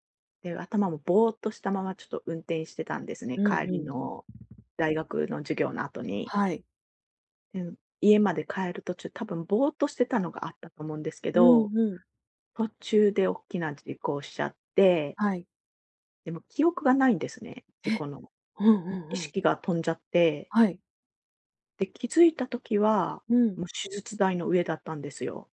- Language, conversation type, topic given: Japanese, advice, 過去の失敗を引きずって自己否定が続くのはなぜですか？
- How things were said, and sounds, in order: other background noise